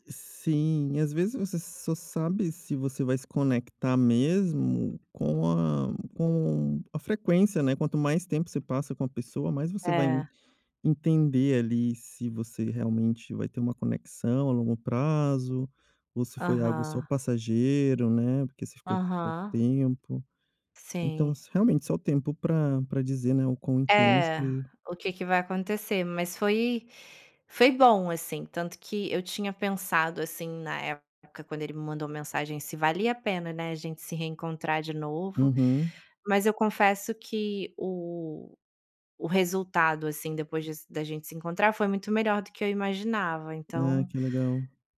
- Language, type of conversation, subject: Portuguese, podcast, Como foi reencontrar alguém depois de muitos anos?
- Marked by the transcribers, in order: none